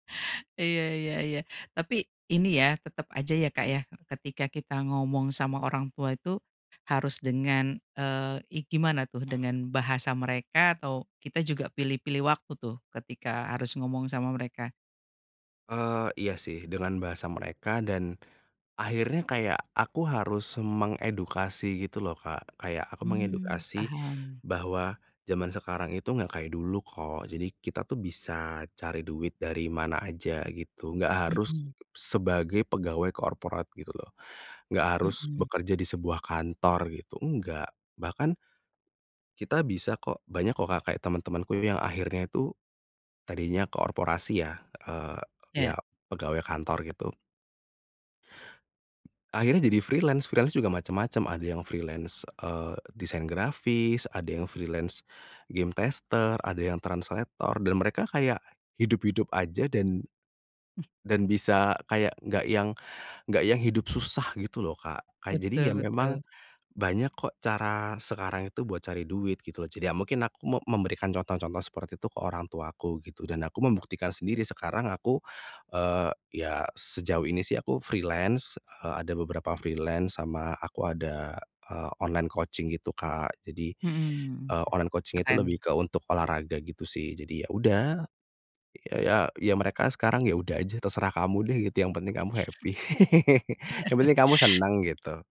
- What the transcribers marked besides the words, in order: other background noise; tapping; in English: "freelance, freelance"; in English: "freelance"; in English: "freelance game tester"; in English: "translator"; in English: "freelance"; in English: "freelance"; in English: "online coaching"; in English: "online coaching"; laugh; in English: "happy"; laugh
- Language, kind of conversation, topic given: Indonesian, podcast, Bagaimana cara menjelaskan kepada orang tua bahwa kamu perlu mengubah arah karier dan belajar ulang?